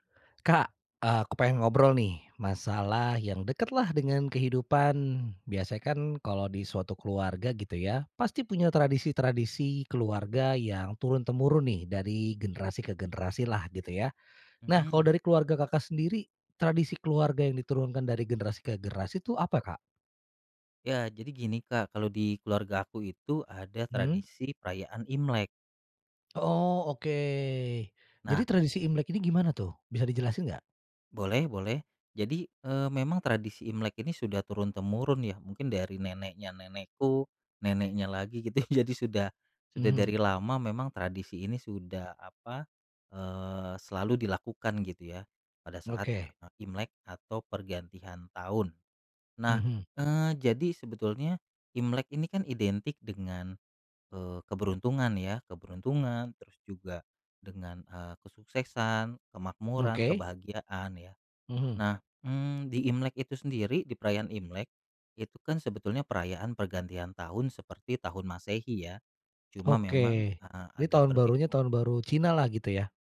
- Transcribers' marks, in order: tapping; drawn out: "oke"; laughing while speaking: "gitu"
- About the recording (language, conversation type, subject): Indonesian, podcast, Ceritakan tradisi keluarga apa yang diwariskan dari generasi ke generasi dalam keluargamu?